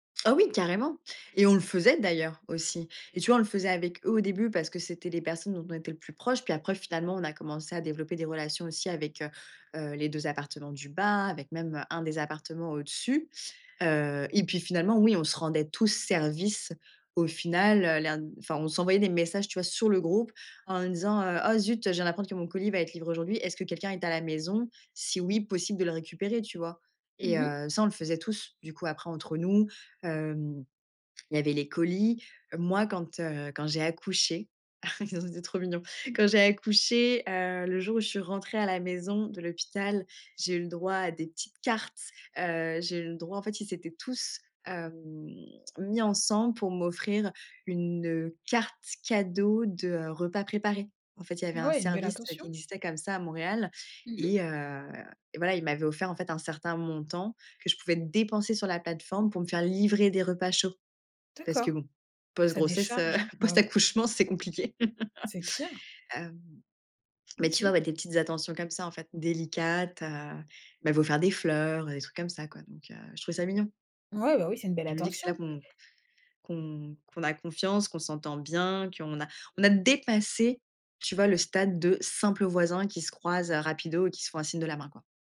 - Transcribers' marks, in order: stressed: "sur"; chuckle; laughing while speaking: "ça"; stressed: "dépenser"; stressed: "livrer"; laughing while speaking: "heu, post-accouchement c'est compliqué"; laugh; tapping; stressed: "dépassé"; "rapidement" said as "rapido"
- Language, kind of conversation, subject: French, podcast, Quels gestes simples renforcent la confiance entre voisins ?